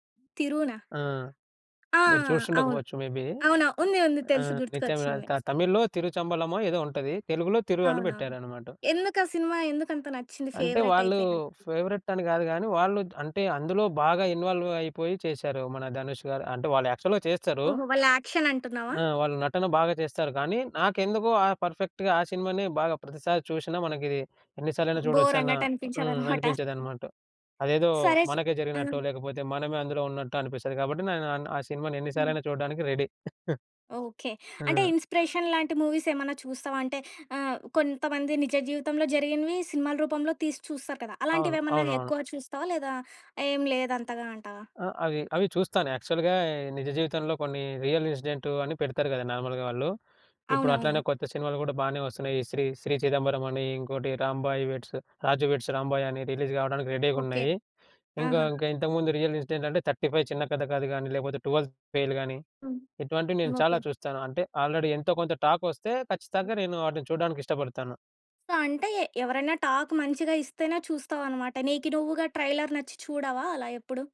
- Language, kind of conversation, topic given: Telugu, podcast, ఏ సినిమా సన్నివేశం మీ జీవితాన్ని ఎలా ప్రభావితం చేసిందో చెప్పగలరా?
- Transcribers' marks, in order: tapping; in English: "మేబీ"; other background noise; in English: "ఫేవరెట్"; in English: "ఫేవరెట్"; in English: "ఇన్వాల్వ్"; in English: "యాక్చువల్‌గా"; in English: "యాక్షన్"; in English: "పర్ఫెక్ట్‌గా"; chuckle; in English: "రెడీ"; chuckle; in English: "ఇన్స్‌పిరేషన్"; bird; in English: "యాక్చువల్‌గా"; in English: "రియల్"; in English: "నార్మల్‌గా"; in English: "రిలీజ్"; in English: "రెడీగున్నాయి"; in English: "రియల్ ఇన్సిడెంట్"; in English: "ఆల్రెడీ"; in English: "టాక్"; in English: "సో"; in English: "టాక్"; in English: "ట్రైలర్"